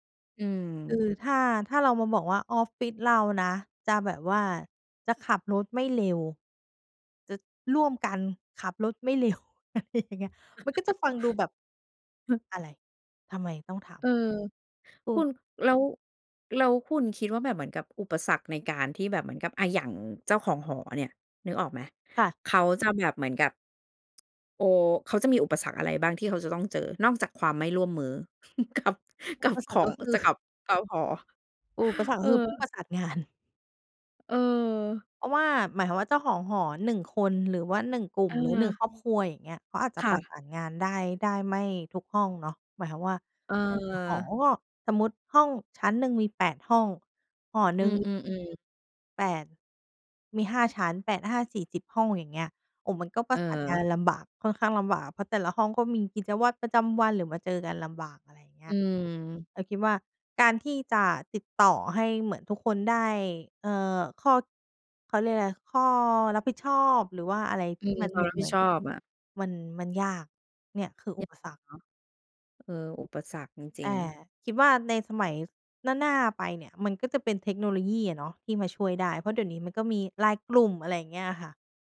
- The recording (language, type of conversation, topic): Thai, podcast, คุณคิดว่า “ความรับผิดชอบร่วมกัน” ในชุมชนหมายถึงอะไร?
- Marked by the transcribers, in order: laughing while speaking: "อะไรอย่างเงี้ย"; chuckle; tsk; laughing while speaking: "กับ"